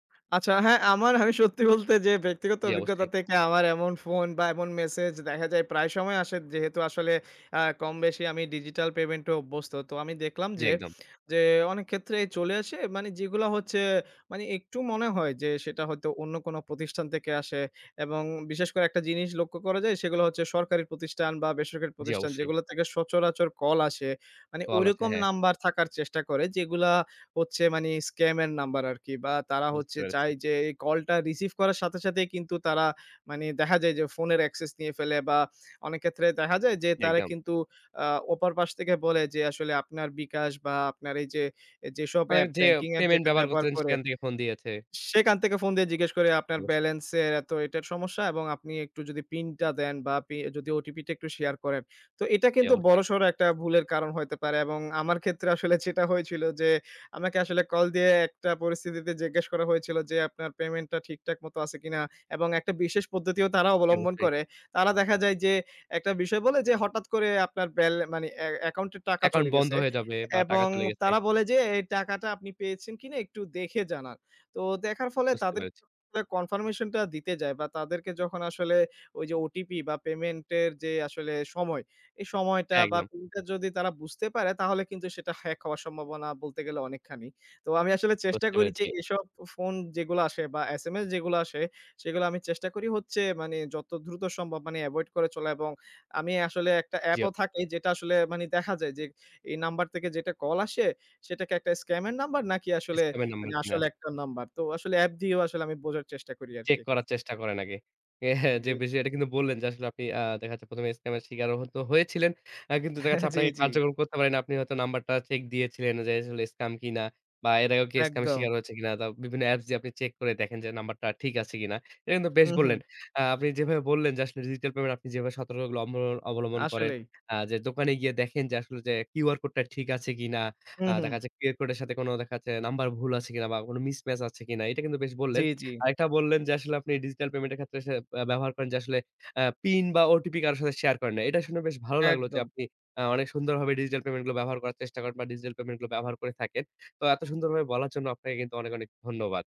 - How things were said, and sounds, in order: laughing while speaking: "আমি সত্যি বলতে যে"; "দেখা" said as "দেহা"; tapping; other background noise; chuckle; "হয়তো" said as "হত"; chuckle; in English: "মিসম্যাচ"
- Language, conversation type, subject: Bengali, podcast, ডিজিটাল পেমেন্ট করার সময় আপনি কীভাবে সতর্কতা অবলম্বন করেন?